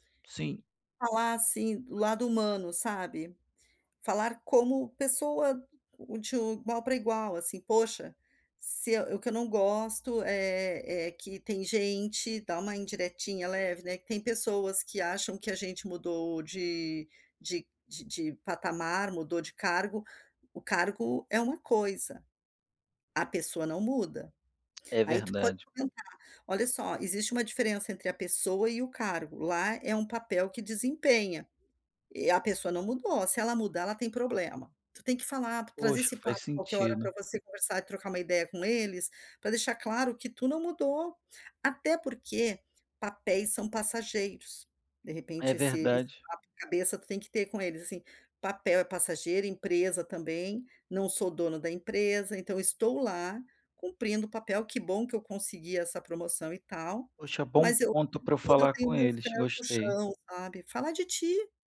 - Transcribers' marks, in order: other background noise; tapping; unintelligible speech
- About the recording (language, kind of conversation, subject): Portuguese, advice, Como lidar com a pressão social e as expectativas externas quando uma nova posição muda a forma como os outros me tratam?
- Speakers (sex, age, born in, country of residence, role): female, 55-59, Brazil, United States, advisor; male, 35-39, Brazil, Spain, user